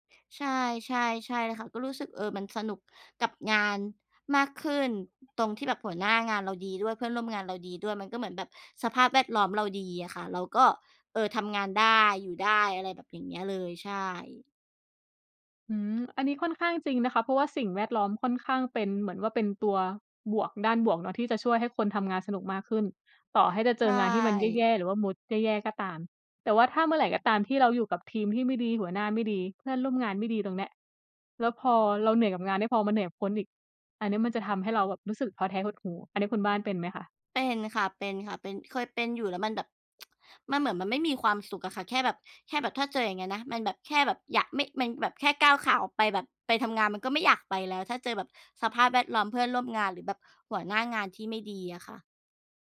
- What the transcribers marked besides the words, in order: tsk
- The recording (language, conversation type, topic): Thai, unstructured, คุณทำส่วนไหนของงานแล้วรู้สึกสนุกที่สุด?
- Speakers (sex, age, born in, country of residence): female, 25-29, Thailand, Thailand; female, 35-39, Thailand, Thailand